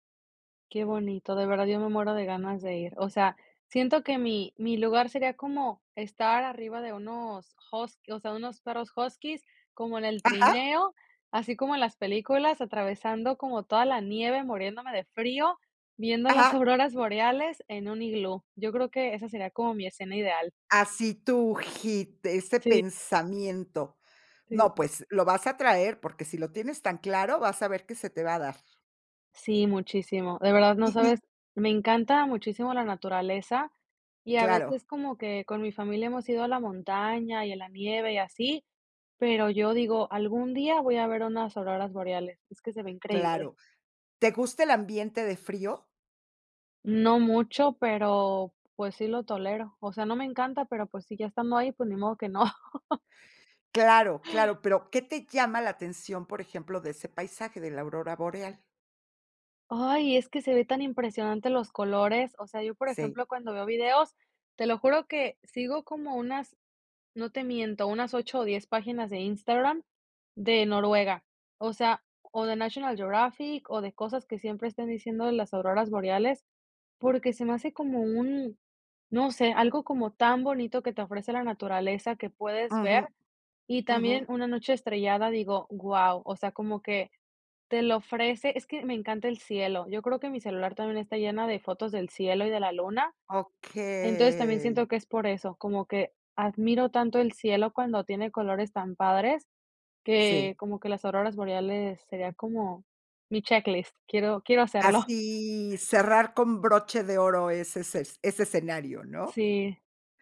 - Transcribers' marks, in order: tapping; laughing while speaking: "auroras"; in English: "hit"; other background noise; chuckle; drawn out: "Okey"
- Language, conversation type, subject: Spanish, podcast, ¿Qué lugar natural te gustaría visitar antes de morir?